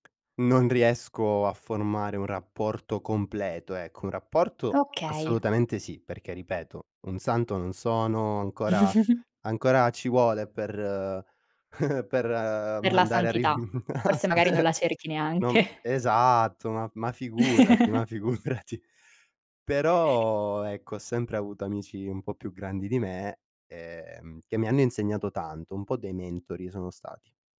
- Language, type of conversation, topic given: Italian, podcast, Qual è il primo passo da fare quando vuoi crescere?
- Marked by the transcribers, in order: tapping; chuckle; chuckle; laughing while speaking: "a rif"; unintelligible speech; laughing while speaking: "neanche"; laughing while speaking: "figurati"; chuckle